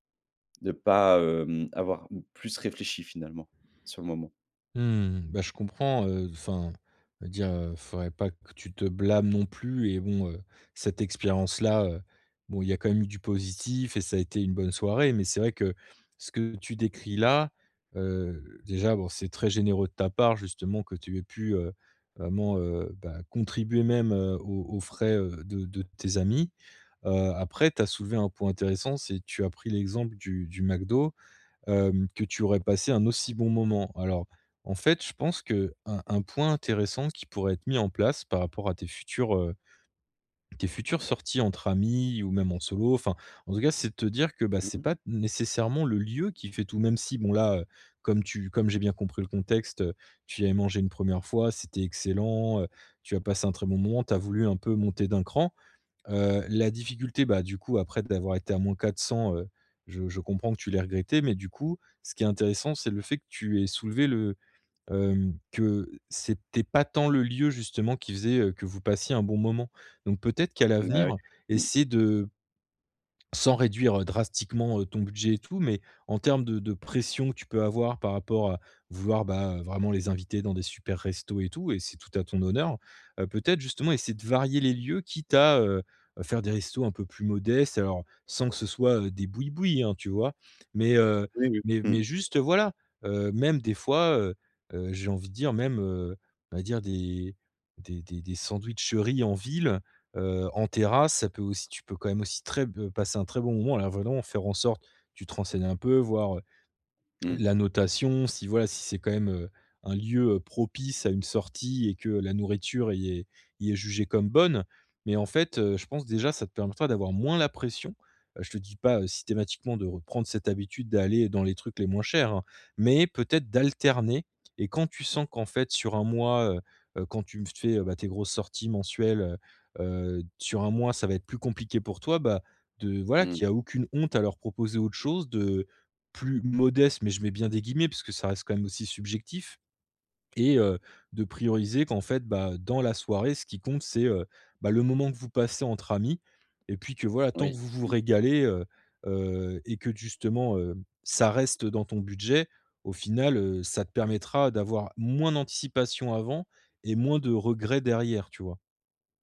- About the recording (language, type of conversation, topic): French, advice, Comment éviter que la pression sociale n’influence mes dépenses et ne me pousse à trop dépenser ?
- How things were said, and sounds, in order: other background noise; tapping; stressed: "bonne"; stressed: "moins"